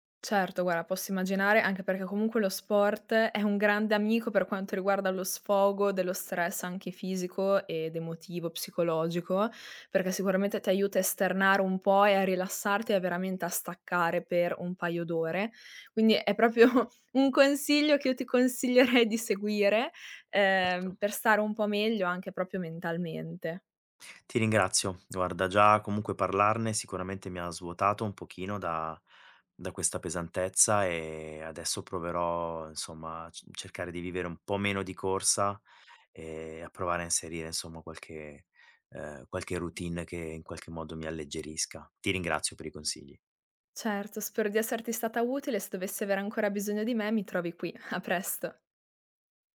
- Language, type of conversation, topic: Italian, advice, Come posso gestire l’esaurimento e lo stress da lavoro in una start-up senza pause?
- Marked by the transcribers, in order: "guarda" said as "guara"; laughing while speaking: "propio"; "proprio" said as "propio"; laughing while speaking: "consiglierei"; "proprio" said as "propio"